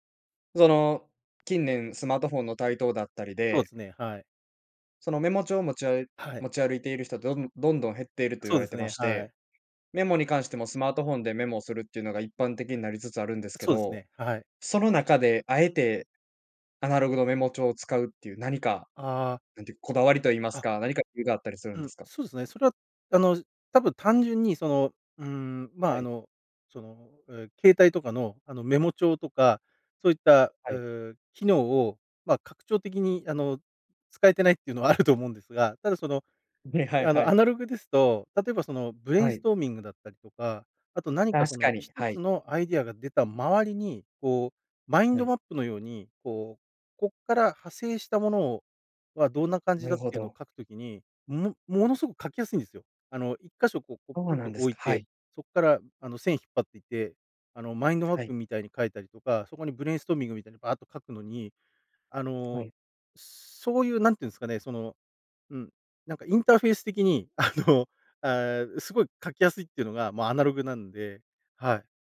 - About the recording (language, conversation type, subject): Japanese, podcast, 創作のアイデアは普段どこから湧いてくる？
- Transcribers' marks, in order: laughing while speaking: "あると思うん"; in English: "ブレインストーミング"; in English: "マインドマップ"; in English: "マインドマップ"; in English: "ブレインストーミング"; in English: "インターフェース"; laughing while speaking: "あの"